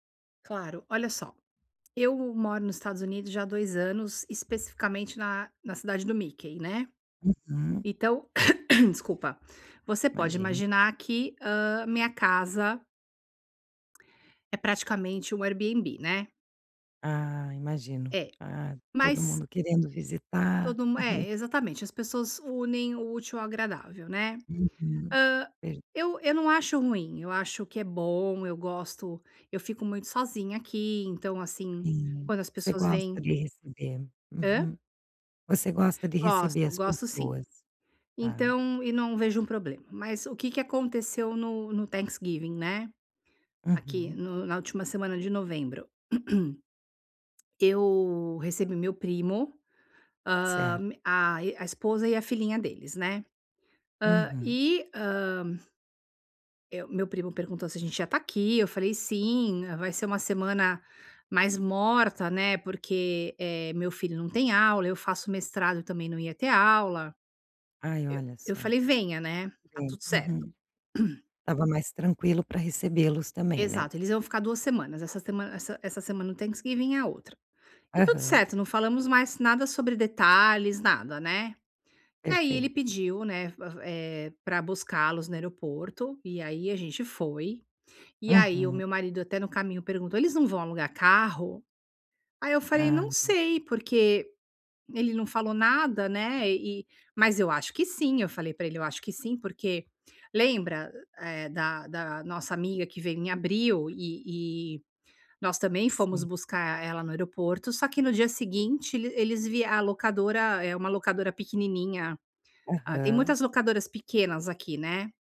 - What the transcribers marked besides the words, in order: cough; chuckle; in English: "Thanksgiving"; throat clearing; throat clearing; in English: "Thanksgiving"
- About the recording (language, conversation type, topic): Portuguese, advice, Como posso estabelecer limites pessoais sem me sentir culpado?